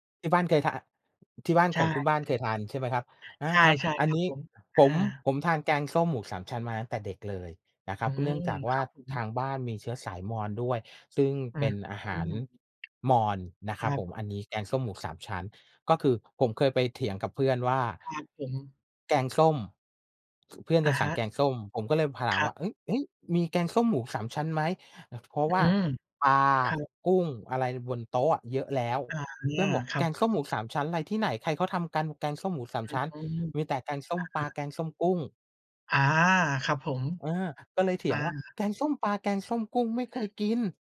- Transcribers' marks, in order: other background noise; tapping
- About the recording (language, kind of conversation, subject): Thai, unstructured, คุณชอบอาหารประเภทไหนมากที่สุด?